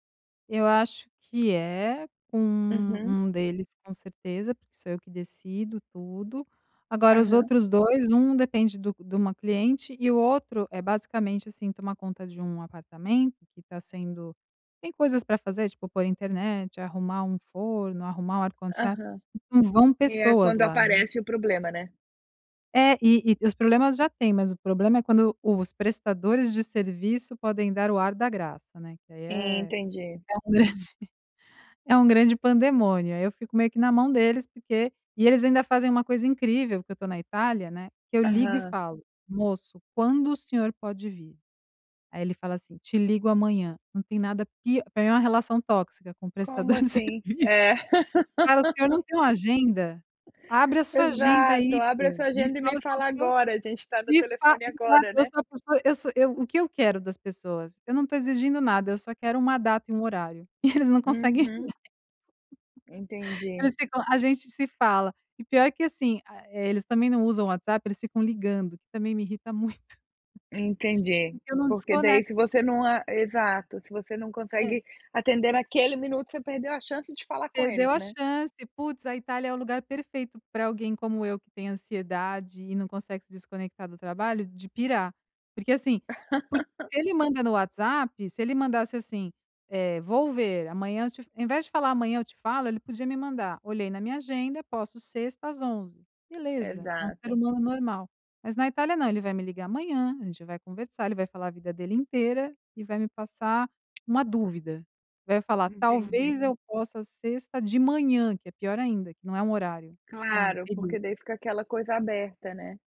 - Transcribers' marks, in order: tapping; laughing while speaking: "é um grande"; other background noise; laughing while speaking: "de serviço"; laugh; laughing while speaking: "e eles não conseguem"; laughing while speaking: "muito"; laugh
- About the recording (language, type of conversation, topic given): Portuguese, advice, Como descrever a exaustão crônica e a dificuldade de desconectar do trabalho?